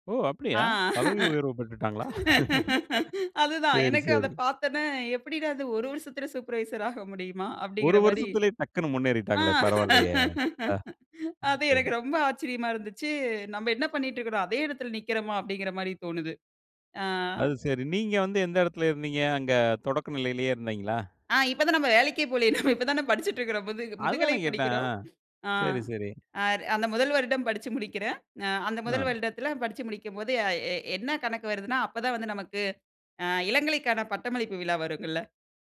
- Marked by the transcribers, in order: laughing while speaking: "ஆ அதுதான் எனக்கு அத பார்த்தோன … ரொம்ப ஆச்சரியமா இருந்துச்சு"; laugh; laughing while speaking: "ஆ இப்ப தான் நம்ம வேலைக்கே … முது முதுகலை படிக்கிறோம்"
- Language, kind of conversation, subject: Tamil, podcast, பிறரின் வேலைகளை ஒப்பிட்டுப் பார்த்தால் மனம் கலங்கும்போது நீங்கள் என்ன செய்கிறீர்கள்?
- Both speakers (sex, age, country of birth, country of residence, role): female, 25-29, India, India, guest; male, 40-44, India, India, host